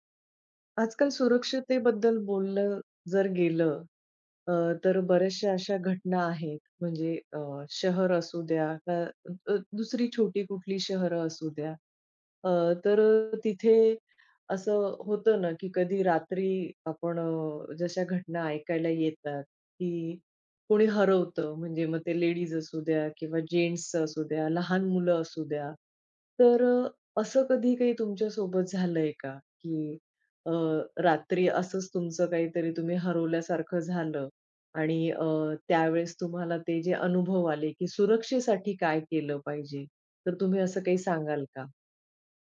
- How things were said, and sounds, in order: tapping
- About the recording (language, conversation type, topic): Marathi, podcast, रात्री वाट चुकल्यावर सुरक्षित राहण्यासाठी तू काय केलंस?